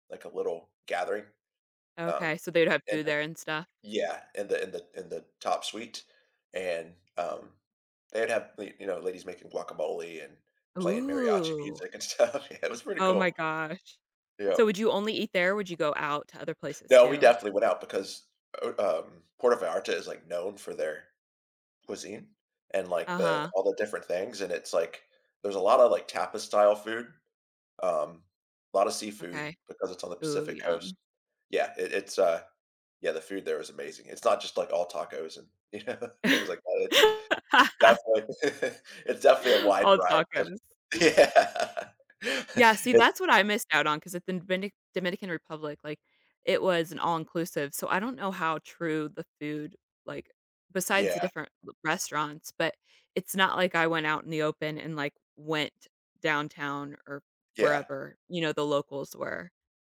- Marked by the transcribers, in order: drawn out: "Ooh"; laughing while speaking: "stuff, yeah"; tapping; laugh; other background noise; laughing while speaking: "you know"; chuckle; laughing while speaking: "yeah"; laugh
- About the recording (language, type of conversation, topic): English, unstructured, What is your favorite memory from traveling to a new place?
- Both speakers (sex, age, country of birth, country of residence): female, 35-39, United States, United States; male, 45-49, United States, United States